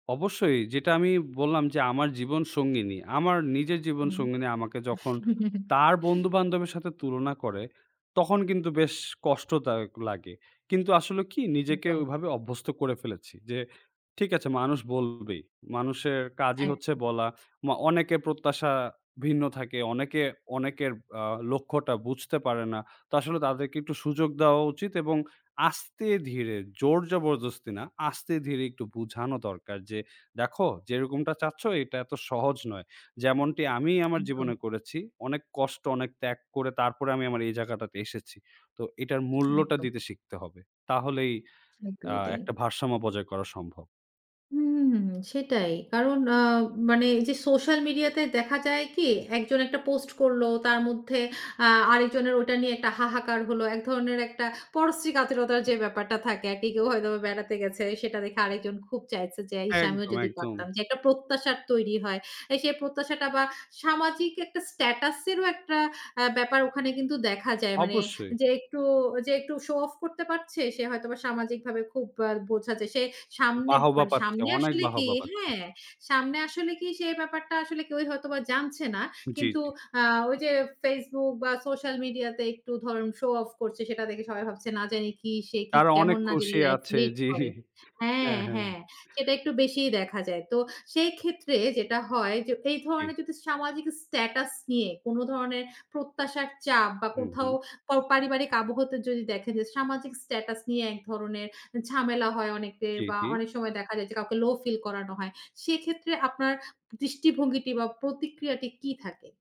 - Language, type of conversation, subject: Bengali, podcast, সামাজিক প্রত্যাশা আপনার সিদ্ধান্তকে কতটা প্রভাবিত করে?
- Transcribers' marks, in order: chuckle; other background noise; laughing while speaking: "জি"